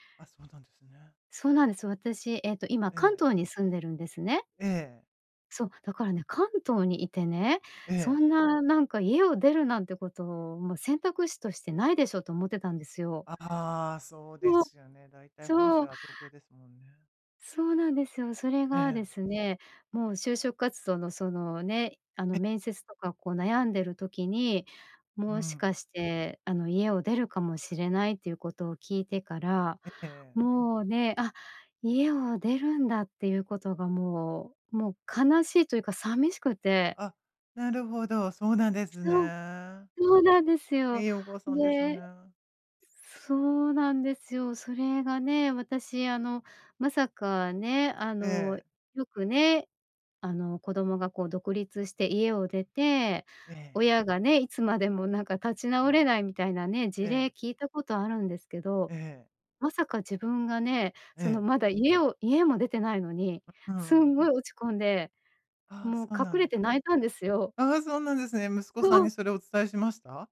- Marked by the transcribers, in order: other background noise
- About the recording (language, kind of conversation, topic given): Japanese, advice, 別れたあと、孤独や不安にどう対処すればよいですか？